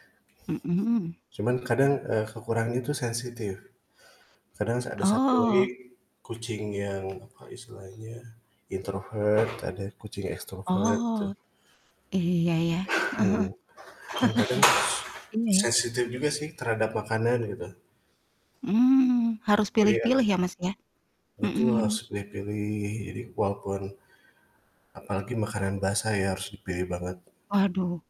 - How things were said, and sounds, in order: static; in English: "introvert"; other background noise; in English: "extrovert"; chuckle
- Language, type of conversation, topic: Indonesian, unstructured, Bagaimana cara memilih hewan peliharaan yang cocok untuk keluarga?